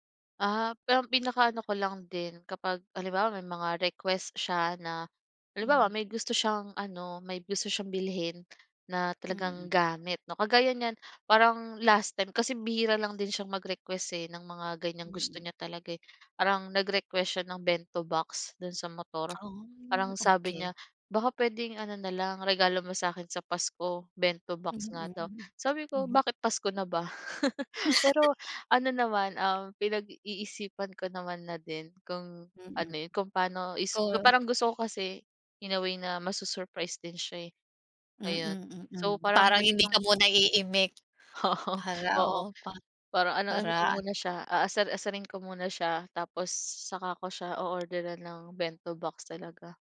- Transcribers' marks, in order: tapping; tongue click; dog barking; tongue click; chuckle; other background noise; chuckle
- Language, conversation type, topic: Filipino, podcast, Paano ninyo hinaharap ang usapin ng pera bilang magkapareha?